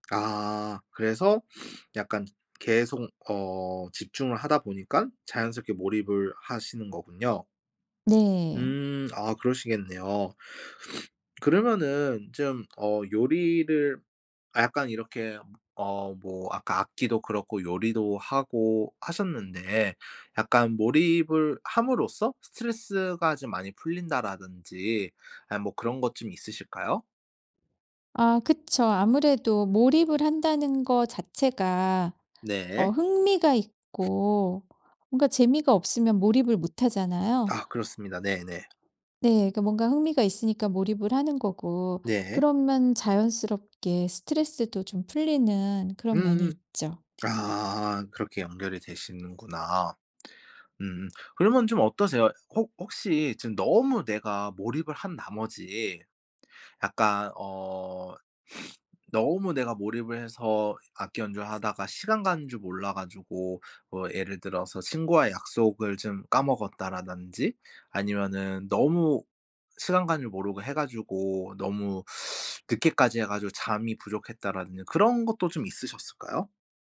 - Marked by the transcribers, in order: sniff; other background noise; sniff; sniff; sniff
- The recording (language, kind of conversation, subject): Korean, podcast, 어떤 활동을 할 때 완전히 몰입하시나요?